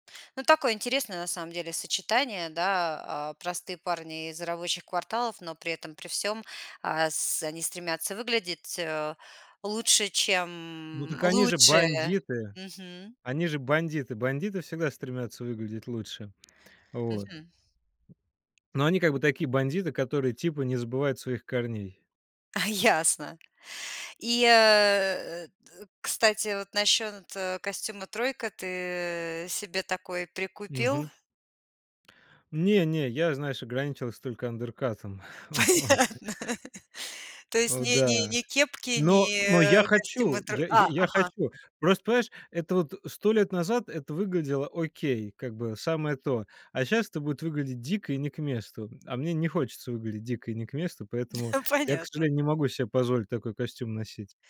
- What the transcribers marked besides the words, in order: other background noise; chuckle; laughing while speaking: "Понятно"; laughing while speaking: "вот"; tapping; "понимаешь" said as "паешь"; chuckle; laughing while speaking: "Понятно, да"
- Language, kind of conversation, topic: Russian, podcast, Какой фильм или сериал изменил твоё чувство стиля?